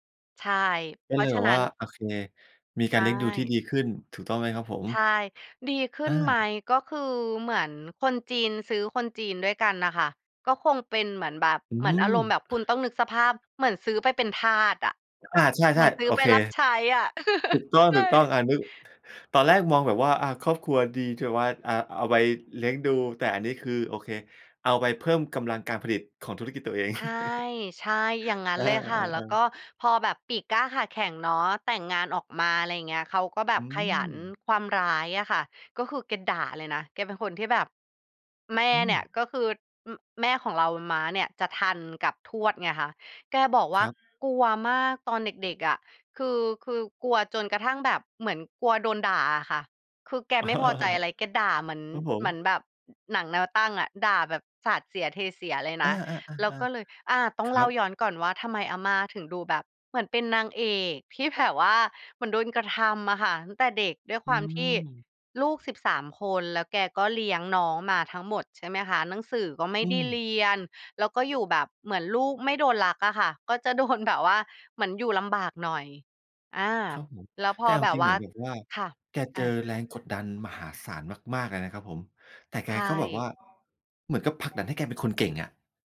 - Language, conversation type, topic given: Thai, podcast, เล่าเรื่องรากเหง้าครอบครัวให้ฟังหน่อยได้ไหม?
- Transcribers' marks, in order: laugh; chuckle; background speech; chuckle; other noise; laughing while speaking: "โดน"